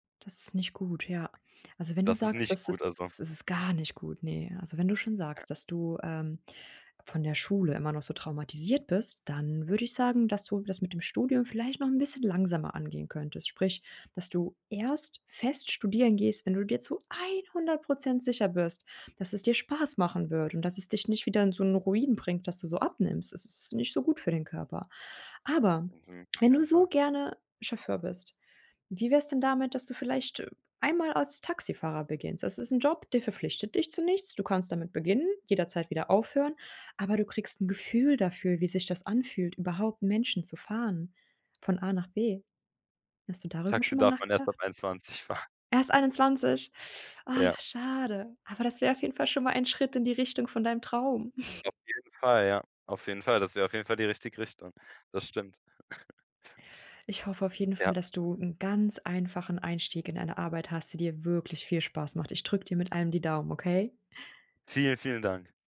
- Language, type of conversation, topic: German, advice, Wie kann ich mit Überforderung bei einer schrittweisen Rückkehr zur Arbeit umgehen?
- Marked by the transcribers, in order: laughing while speaking: "einundzwanzig fahr"; "fahren" said as "fahr"; sigh; chuckle; laugh